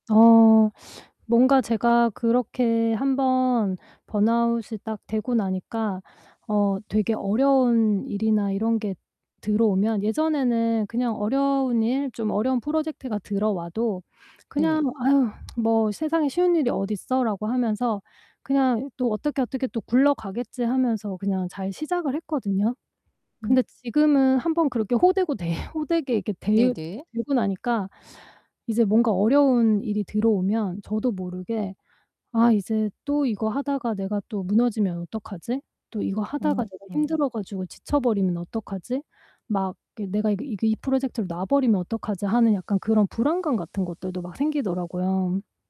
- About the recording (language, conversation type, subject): Korean, advice, 사회적 시선 속에서도 제 진정성을 잃지 않으려면 어떻게 해야 하나요?
- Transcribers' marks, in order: teeth sucking; distorted speech; laughing while speaking: "데"; static